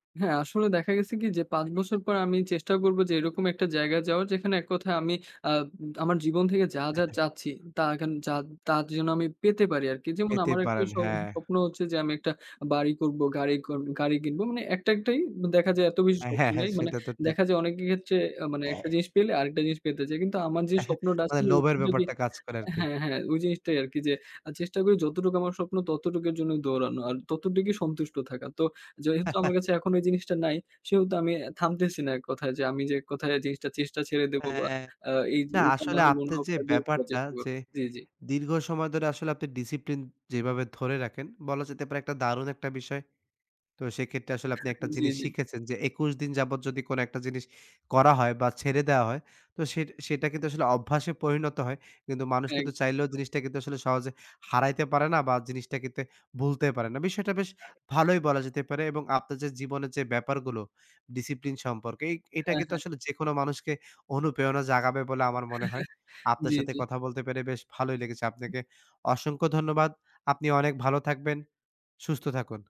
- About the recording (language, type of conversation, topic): Bengali, podcast, দীর্ঘ সময় ধরে শৃঙ্খলা বজায় রাখতে আপনার পরামর্শ কী?
- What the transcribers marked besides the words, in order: chuckle; other noise; chuckle; chuckle; unintelligible speech; unintelligible speech; background speech; laugh; tapping